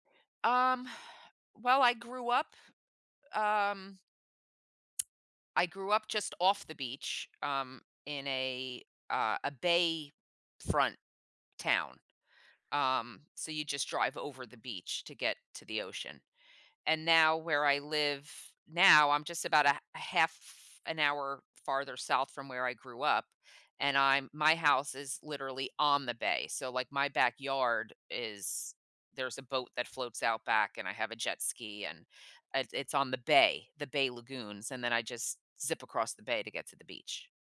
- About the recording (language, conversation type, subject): English, unstructured, What trip are you dreaming about right now, and what makes it meaningful to you?
- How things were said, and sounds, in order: sigh